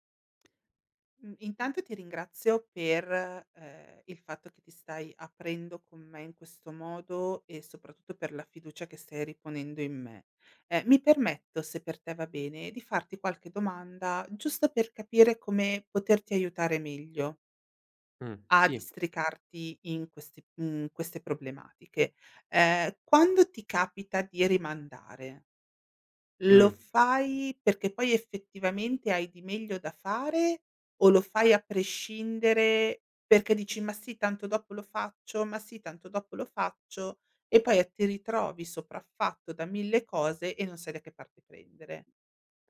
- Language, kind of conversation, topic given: Italian, advice, Perché continuo a procrastinare su compiti importanti anche quando ho tempo disponibile?
- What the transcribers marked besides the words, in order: other background noise